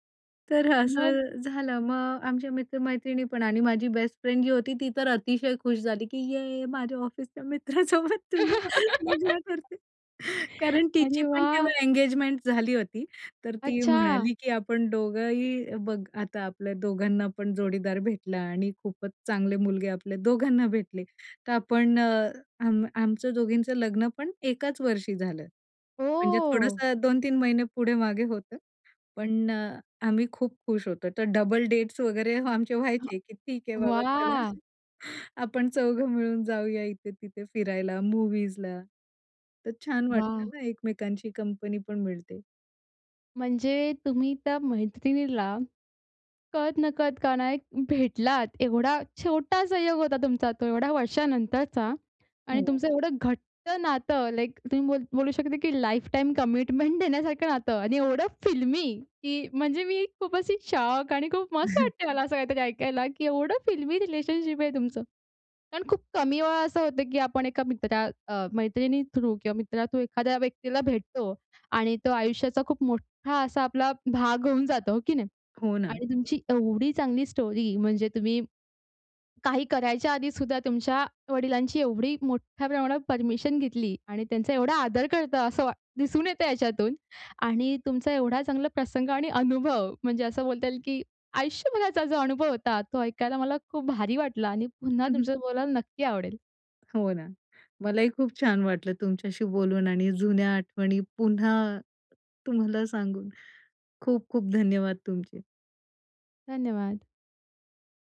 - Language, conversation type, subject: Marathi, podcast, एखाद्या छोट्या संयोगामुळे प्रेम किंवा नातं सुरू झालं का?
- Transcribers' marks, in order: laughing while speaking: "तर असं झालं"; tapping; laugh; giggle; laughing while speaking: "मित्रासोबत तुझं लग्न ठरतय. कारण तिची पण तेव्हा एंगेजमेंट झाली होती"; drawn out: "ओ!"; in English: "डबल डेट्स"; drawn out: "वाह!"; chuckle; in English: "लाईफटाईम कमिटमेंट"; joyful: "एवढं फिल्मी की म्हणजे मी … रिलेशनशिप आहे तुमचं"; chuckle; in English: "रिलेशनशिप"; in English: "थ्रू"; in English: "थ्रू"; in English: "स्टोरी"; chuckle